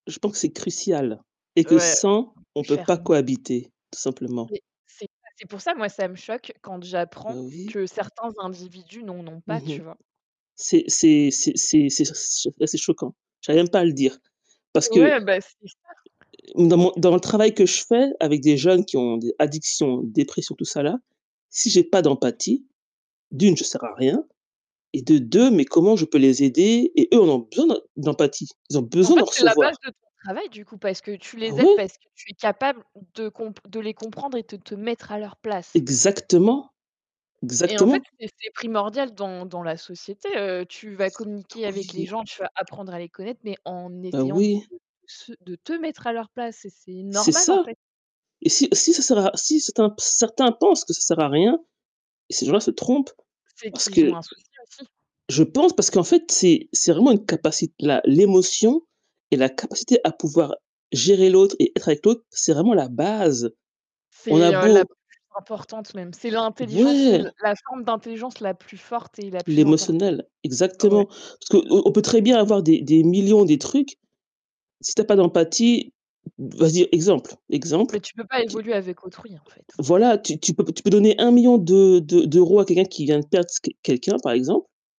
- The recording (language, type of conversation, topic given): French, unstructured, Quels rôles jouent l’empathie et la compassion dans notre développement personnel ?
- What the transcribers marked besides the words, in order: static; tapping; other background noise; distorted speech